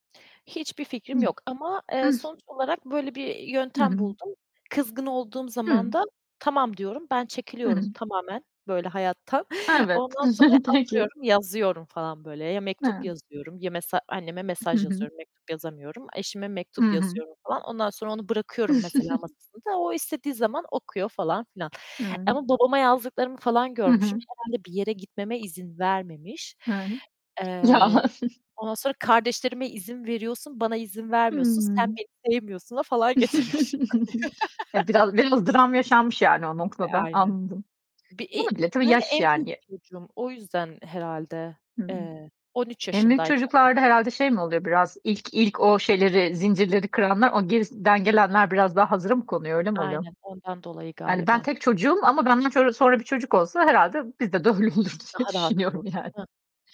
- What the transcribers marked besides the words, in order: chuckle; chuckle; tapping; distorted speech; chuckle; chuckle; chuckle; unintelligible speech; other background noise; laughing while speaking: "bizde de öyle olur diye düşünüyorum yani"
- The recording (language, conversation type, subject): Turkish, unstructured, Kendini ifade etmek için hangi yolları tercih edersin?